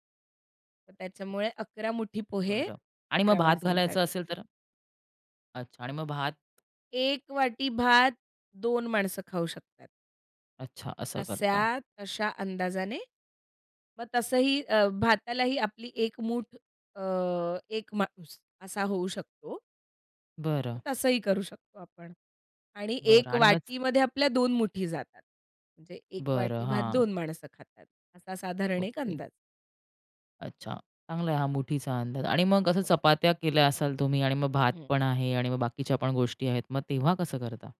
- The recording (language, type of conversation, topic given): Marathi, podcast, स्वयंपाक करताना तुम्ही कुटुंबाला कसे सामील करता?
- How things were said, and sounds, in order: tapping; other background noise